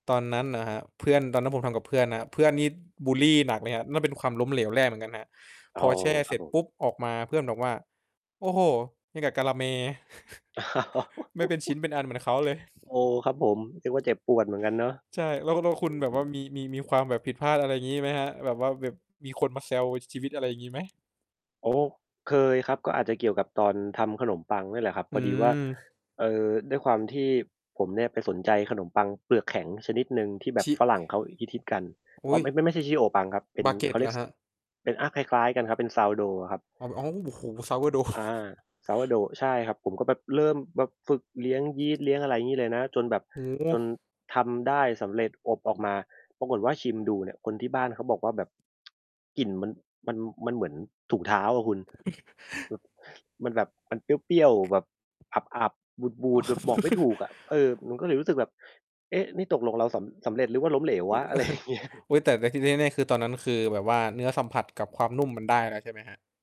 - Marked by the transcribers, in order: distorted speech; giggle; chuckle; other background noise; static; tapping; laughing while speaking: "Sourdough"; chuckle; chuckle; laughing while speaking: "อะไรอย่างเงี้ย"; chuckle
- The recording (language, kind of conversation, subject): Thai, unstructured, คุณกลัวไหมว่าตัวเองจะล้มเหลวระหว่างฝึกทักษะใหม่ๆ?